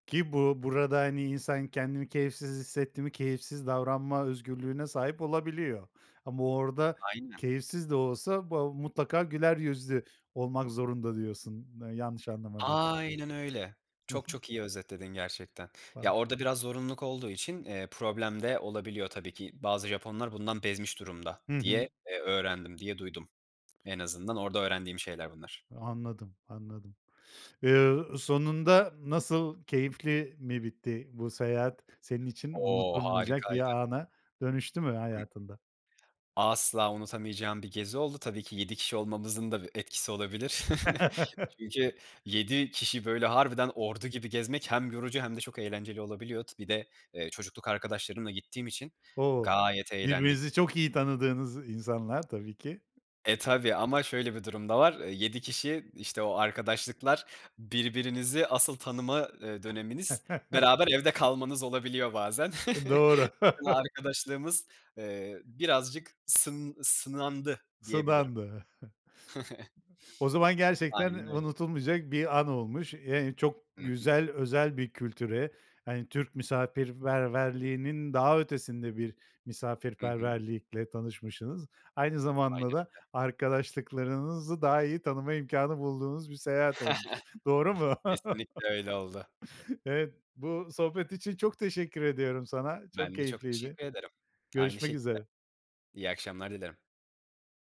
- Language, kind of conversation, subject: Turkish, podcast, En unutamadığın seyahat maceranı anlatır mısın?
- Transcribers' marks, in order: tapping; other noise; chuckle; other background noise; chuckle; chuckle; scoff; chuckle; "misafirperverliğinin" said as "misafirververliğinin"; chuckle; laughing while speaking: "Doğru mu?"; chuckle